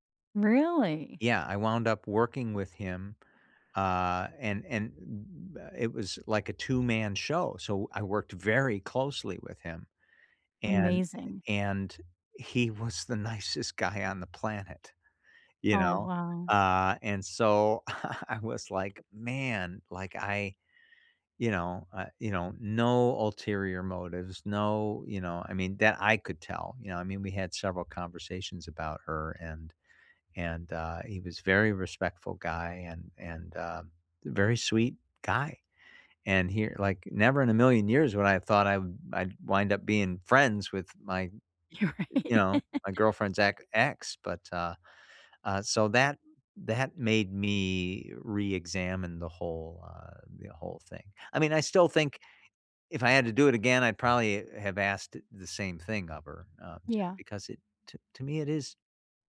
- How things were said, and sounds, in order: chuckle; tapping; laughing while speaking: "You're right"; laugh
- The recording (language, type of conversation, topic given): English, unstructured, Is it okay to date someone who still talks to their ex?
- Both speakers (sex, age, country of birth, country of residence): female, 60-64, United States, United States; male, 55-59, United States, United States